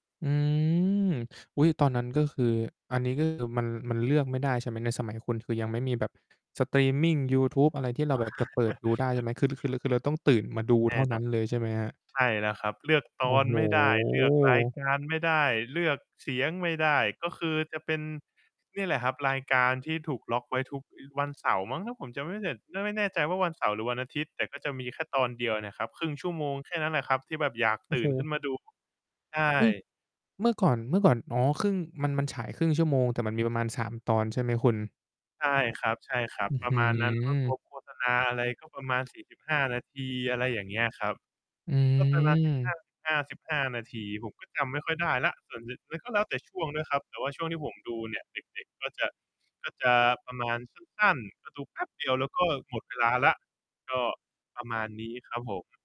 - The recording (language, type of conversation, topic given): Thai, podcast, หนังหรือการ์ตูนที่คุณดูตอนเด็กๆ ส่งผลต่อคุณในวันนี้อย่างไรบ้าง?
- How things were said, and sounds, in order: distorted speech; tapping; chuckle; mechanical hum; other background noise